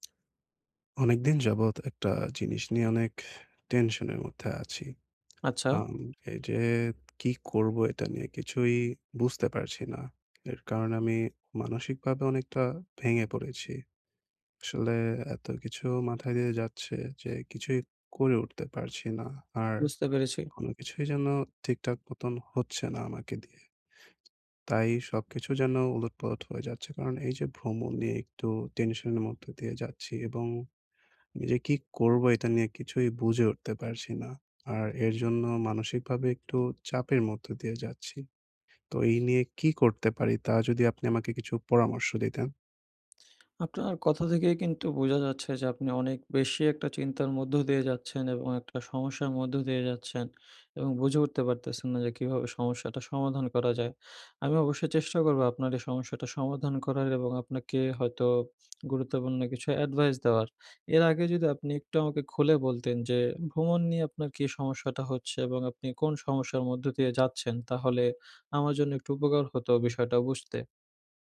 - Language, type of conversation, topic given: Bengali, advice, সংক্ষিপ্ত ভ্রমণ কীভাবে আমার মন খুলে দেয় ও নতুন ভাবনা এনে দেয়?
- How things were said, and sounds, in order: tapping; sad: "অনেকদিন যাবৎ একটা জিনিস নিয়ে … না আমাকে দিয়ে"; lip smack